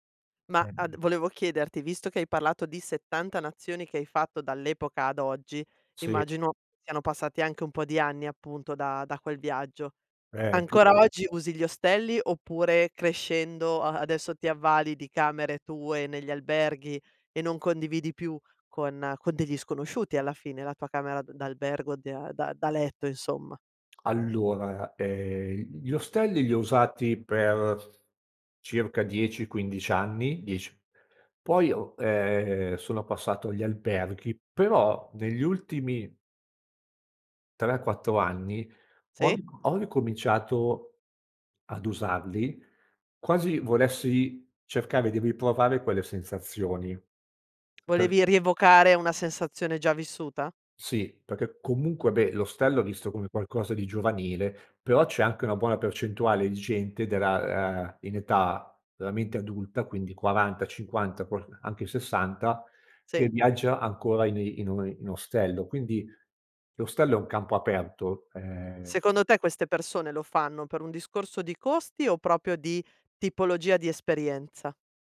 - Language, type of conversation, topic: Italian, podcast, Qual è un viaggio che ti ha cambiato la vita?
- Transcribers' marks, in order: other background noise; tapping; "proprio" said as "propio"